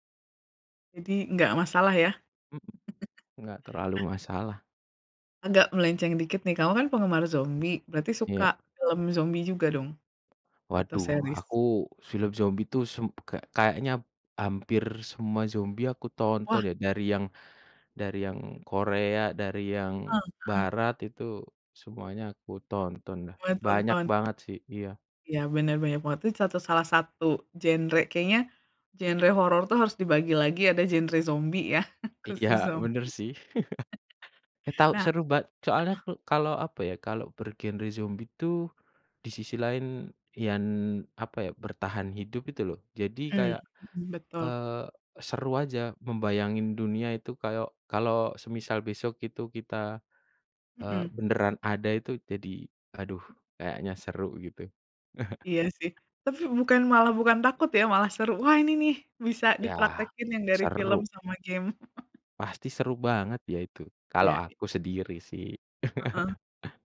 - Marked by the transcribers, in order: chuckle; tapping; in English: "series?"; chuckle; chuckle; chuckle; laugh
- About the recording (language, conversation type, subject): Indonesian, unstructured, Apa yang Anda cari dalam gim video yang bagus?